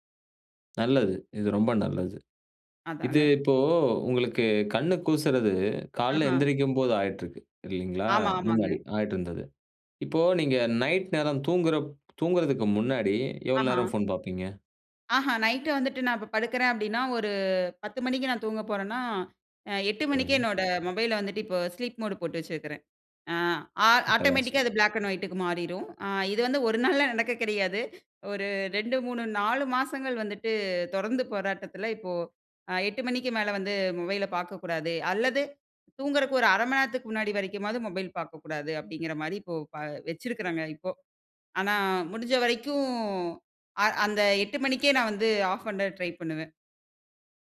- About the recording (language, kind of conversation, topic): Tamil, podcast, எழுந்ததும் உடனே தொலைபேசியைப் பார்க்கிறீர்களா?
- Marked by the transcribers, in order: in English: "ஸ்லீப் மோட்"; in English: "பிளாக் அண்ட் ஒயிட்டுக்கு"